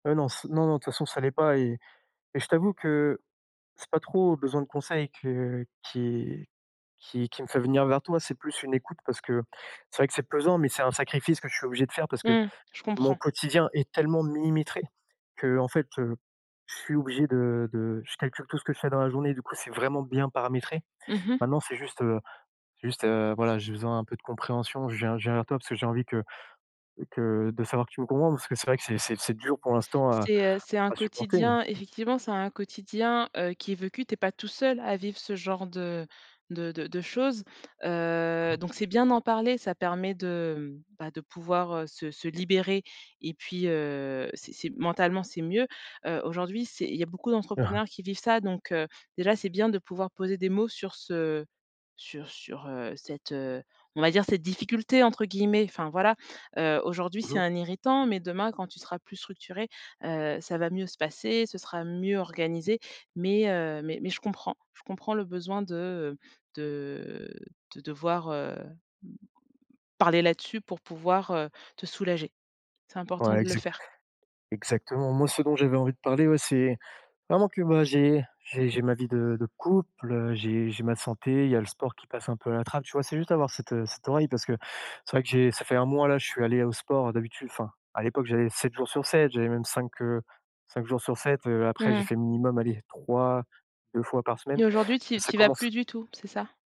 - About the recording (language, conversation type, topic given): French, advice, Comment gérer des commentaires négatifs publics sur les réseaux sociaux ?
- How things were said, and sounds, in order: none